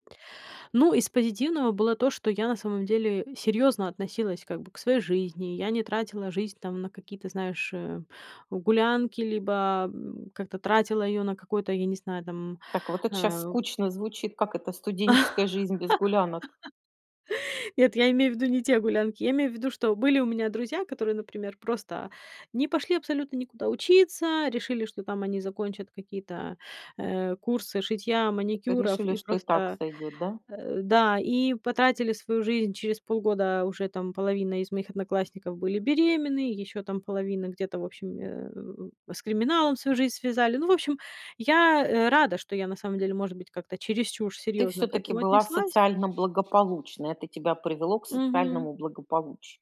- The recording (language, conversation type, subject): Russian, podcast, Когда ты впервые почувствовал(а) взрослую ответственность?
- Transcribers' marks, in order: laugh; tapping; other background noise